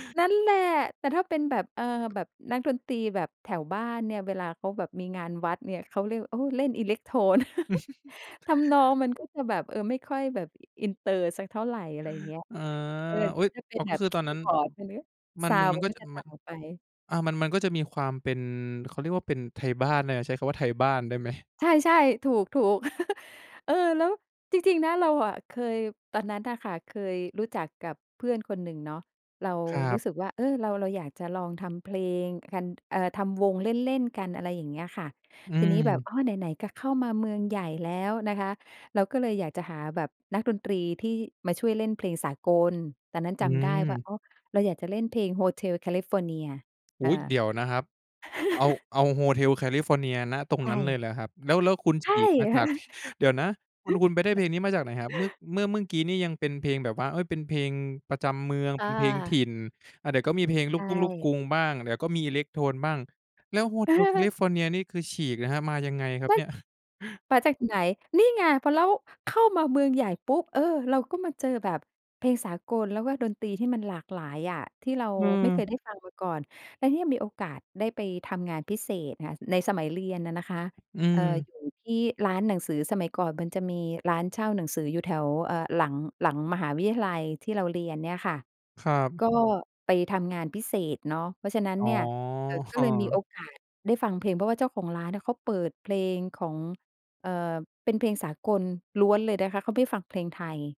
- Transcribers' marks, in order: chuckle; in English: "ซาวนด์"; chuckle; chuckle; chuckle; laughing while speaking: "อ๋อ"
- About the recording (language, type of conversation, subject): Thai, podcast, การเติบโตในเมืองใหญ่กับชนบทส่งผลต่อรสนิยมและประสบการณ์การฟังเพลงต่างกันอย่างไร?